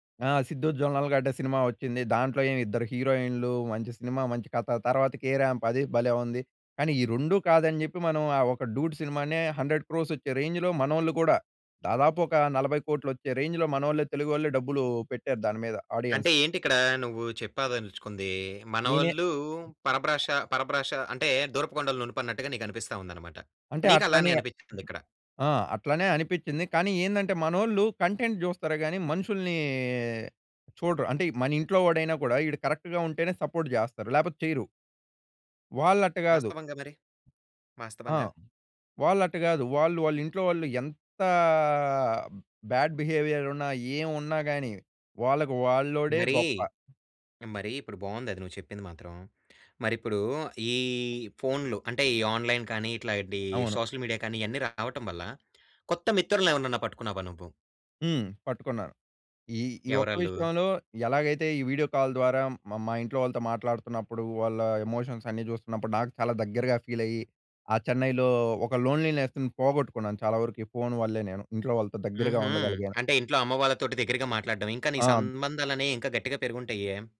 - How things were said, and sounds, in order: in English: "హండ్రెడ్ క్రోర్స్"; in English: "రేంజ్‌లో"; in English: "రేంజ్‌లో"; in English: "ఆడియన్స్"; "పరభ్రష" said as "పరభాష"; other background noise; in English: "కంటెంట్"; in English: "కరెక్ట్‌గా"; in English: "సపోర్ట్"; in English: "బ్యాడ్ బిహేవియర్"; in English: "ఆన్‌లైన్"; in English: "సోషల్ మీడియా"; in English: "వీడియో కాల్"; in English: "ఎమోషన్స్"; in English: "ఫీల్"; in English: "లోన్లీనెస్‌ని"
- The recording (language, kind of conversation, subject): Telugu, podcast, మీ ఫోన్ వల్ల మీ సంబంధాలు ఎలా మారాయి?